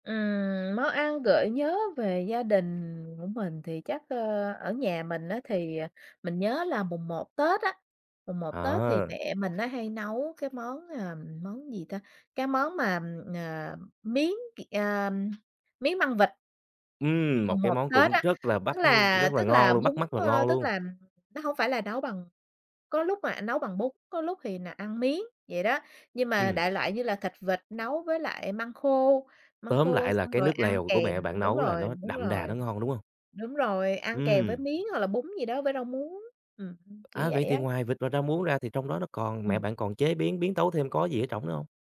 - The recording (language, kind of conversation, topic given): Vietnamese, podcast, Món ăn nào khiến bạn nhớ về quê hương nhất?
- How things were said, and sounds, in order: other background noise; tapping